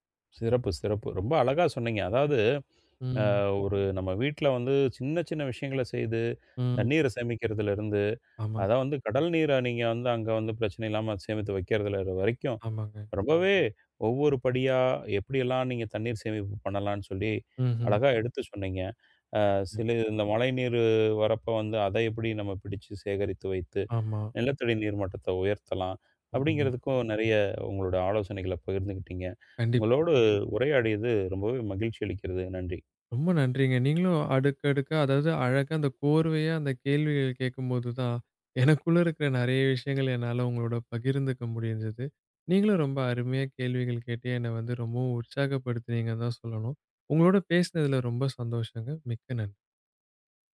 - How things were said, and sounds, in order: other background noise; other noise
- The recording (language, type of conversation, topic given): Tamil, podcast, தண்ணீர் சேமிப்புக்கு எளிய வழிகள் என்ன?